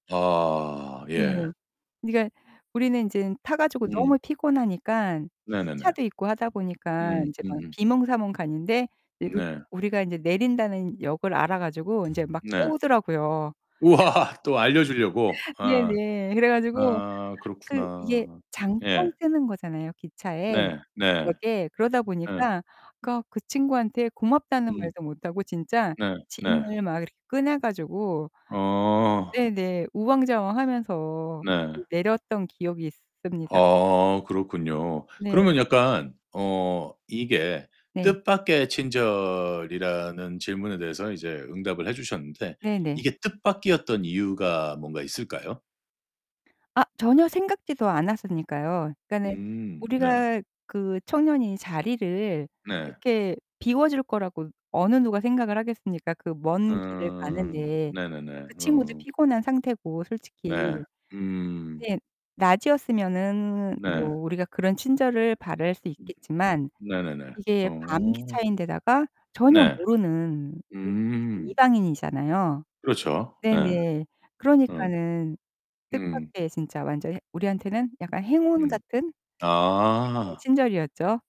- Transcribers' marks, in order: distorted speech; other background noise; tapping; laugh; laughing while speaking: "네네. 그래 가지고"
- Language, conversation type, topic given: Korean, podcast, 뜻밖의 친절이 특히 기억에 남았던 순간은 언제였나요?